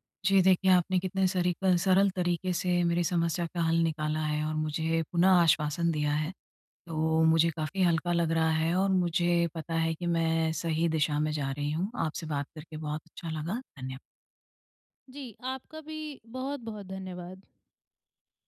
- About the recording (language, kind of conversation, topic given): Hindi, advice, प्रमोन्नति और मान्यता न मिलने पर मुझे नौकरी कब बदलनी चाहिए?
- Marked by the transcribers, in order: none